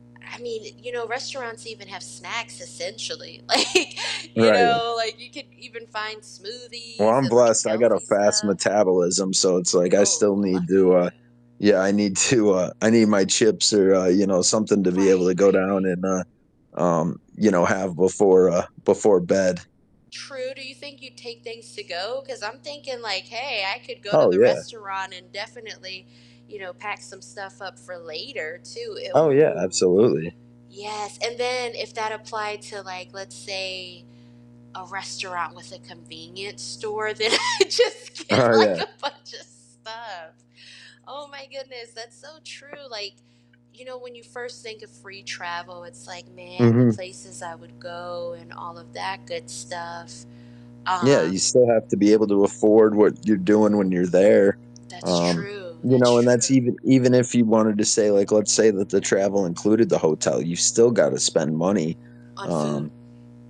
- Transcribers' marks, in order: mechanical hum; laughing while speaking: "Like"; other background noise; laughing while speaking: "to"; drawn out: "Ooh"; laughing while speaking: "then I just get like a bunch of stuff"; laughing while speaking: "Oh"; tapping
- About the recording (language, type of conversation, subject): English, unstructured, How would your life change if you could travel anywhere for free or eat out without ever paying?
- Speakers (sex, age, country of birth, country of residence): female, 35-39, United States, United States; male, 35-39, United States, United States